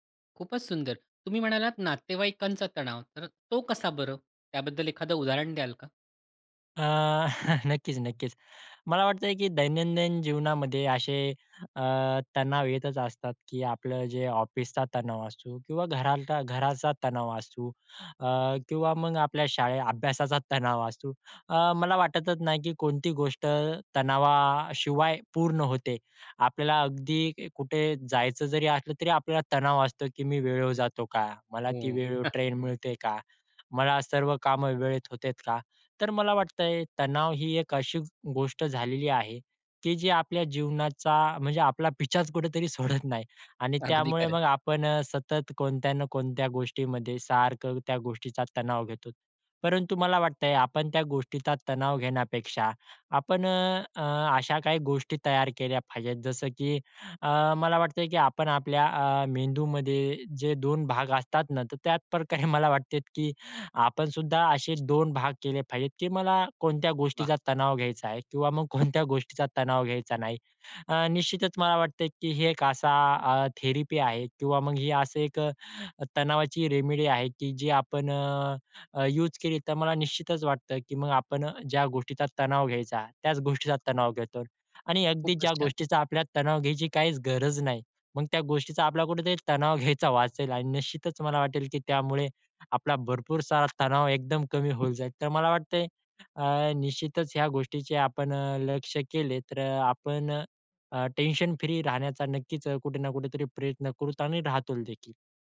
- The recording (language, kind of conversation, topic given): Marathi, podcast, तणाव ताब्यात ठेवण्यासाठी तुमची रोजची पद्धत काय आहे?
- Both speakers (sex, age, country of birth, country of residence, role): male, 20-24, India, India, guest; male, 40-44, India, India, host
- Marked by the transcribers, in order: chuckle; other background noise; chuckle; laughing while speaking: "सोडत नाही"; laughing while speaking: "अगदी"; "घेतो" said as "घेतोत"; laughing while speaking: "मला"; laughing while speaking: "कोणत्या"; in English: "थेरपी"; laughing while speaking: "गोष्टीचा"; laughing while speaking: "घ्यायचा"; "करू" said as "करूत"; "राहू" said as "राहतूल"